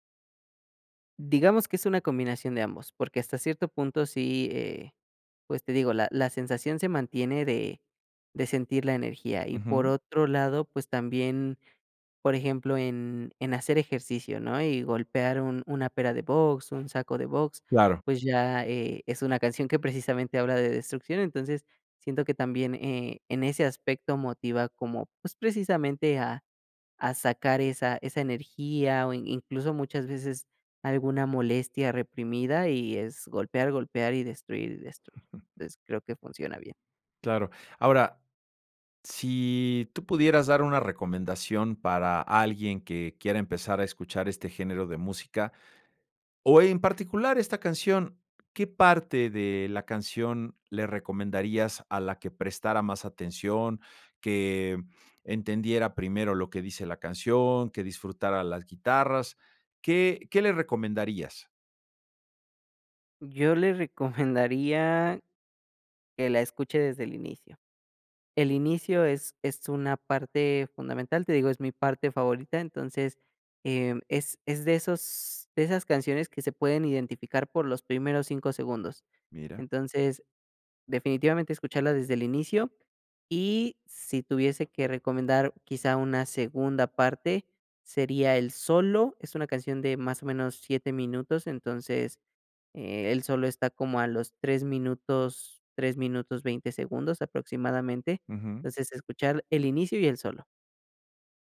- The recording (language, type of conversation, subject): Spanish, podcast, ¿Cuál es tu canción favorita y por qué?
- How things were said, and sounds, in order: tapping; other background noise; laughing while speaking: "recomendaría"